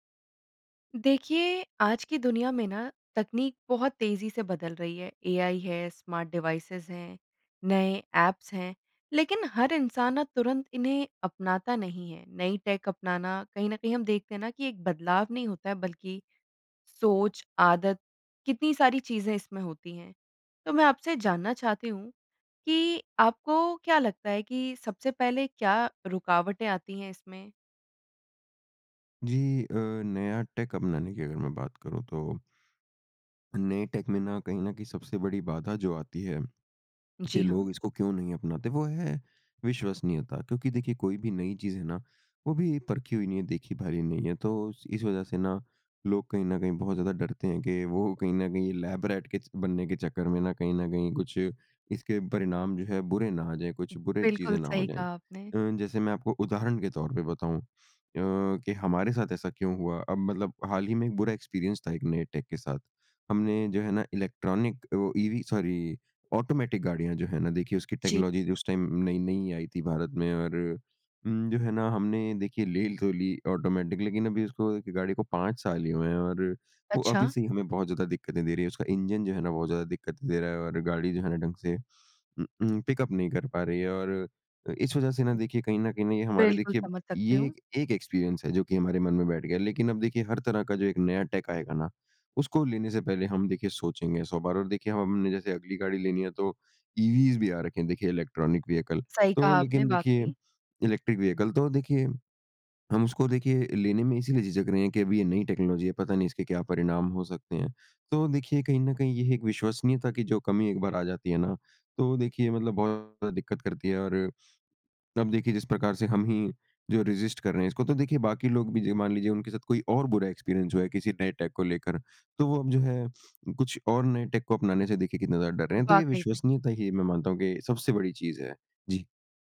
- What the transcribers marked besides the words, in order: in English: "स्मार्ट डिवाइसेज़"; in English: "ऐप्स"; in English: "टेक"; in English: "टेक"; in English: "टेक"; in English: "लैब रैट"; in English: "एक्सपीरियंस"; in English: "टेक"; in English: "सॉरी ऑटोमैटिक"; in English: "टेक्नोलॉजी"; in English: "टाइम"; in English: "ऑटोमैटिक"; in English: "पिक-अप"; in English: "एक्सपीरियंस"; in English: "टेक"; in English: "ईवीज़"; in English: "इलेक्ट्रॉनिक व्हीकल"; in English: "व्हीकल"; in English: "टेक्नोलॉजी"; in English: "रेज़िस्ट"; in English: "एक्सपीरियंस"; in English: "टेक"; in English: "टेक"
- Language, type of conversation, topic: Hindi, podcast, नयी तकनीक अपनाने में आपके अनुसार सबसे बड़ी बाधा क्या है?